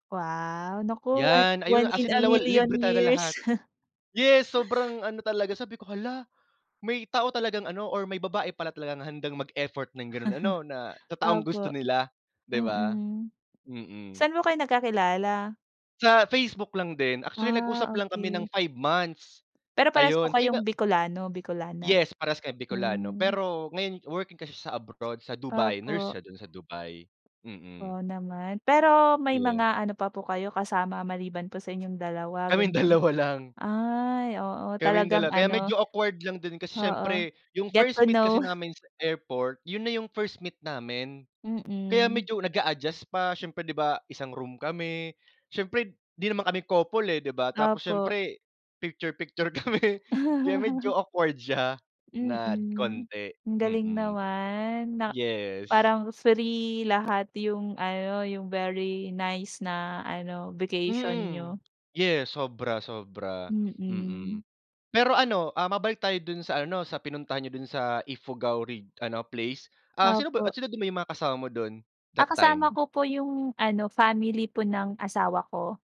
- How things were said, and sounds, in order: other background noise; chuckle; chuckle; tapping; laughing while speaking: "dalawa lang"; in English: "Get to know"; chuckle; laughing while speaking: "kami"; "nang" said as "nad"
- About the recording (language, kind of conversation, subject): Filipino, unstructured, Ano ang pinakatumatak na pangyayari sa bakasyon mo?